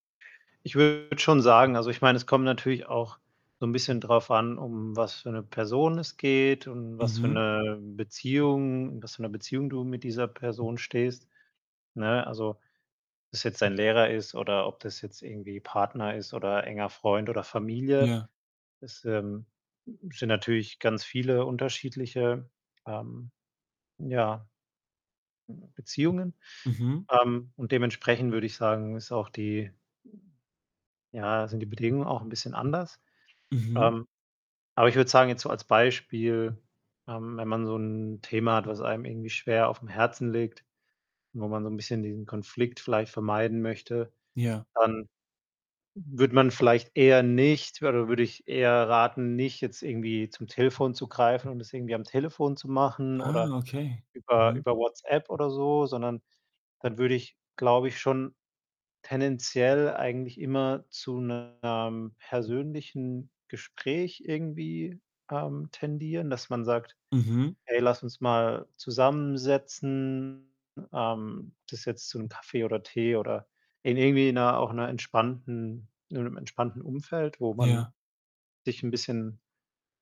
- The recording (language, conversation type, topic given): German, advice, Warum vermeide ich immer wieder unangenehme Gespräche?
- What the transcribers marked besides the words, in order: distorted speech; other background noise